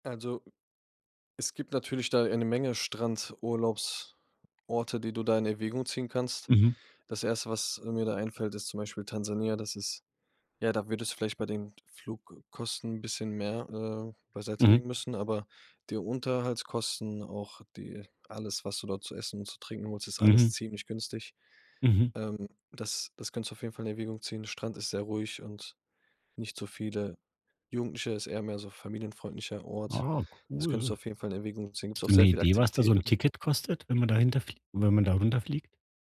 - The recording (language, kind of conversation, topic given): German, advice, Wie kann ich trotz kleinem Budget schöne Urlaube und Ausflüge planen?
- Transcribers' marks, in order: none